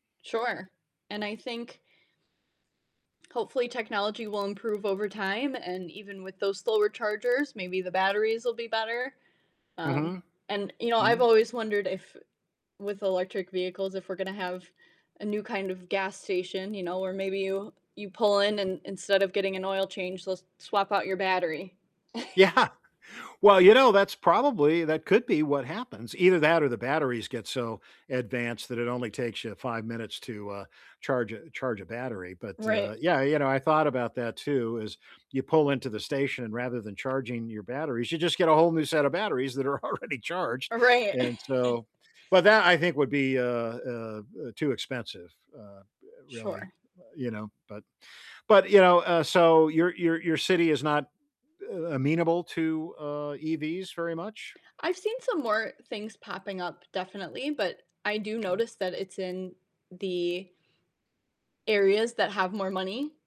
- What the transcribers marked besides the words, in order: distorted speech; static; background speech; other background noise; chuckle; laughing while speaking: "Yeah"; laugh; laughing while speaking: "already"
- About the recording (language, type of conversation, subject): English, unstructured, How could cities become more eco-friendly?